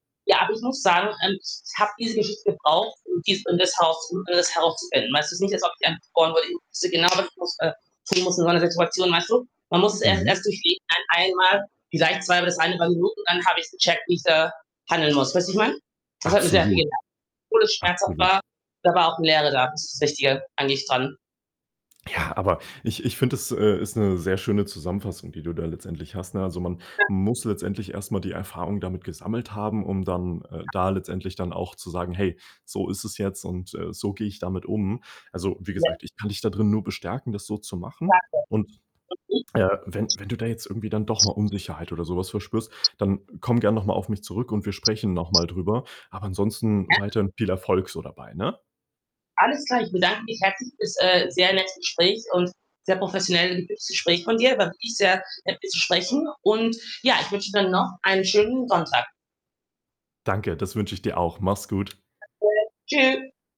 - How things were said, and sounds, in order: distorted speech; unintelligible speech; other background noise; unintelligible speech; unintelligible speech; unintelligible speech; unintelligible speech; unintelligible speech; unintelligible speech
- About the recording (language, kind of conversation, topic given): German, advice, Wie kann ich mit Eifersuchtsgefühlen umgehen, die meine Beziehung belasten?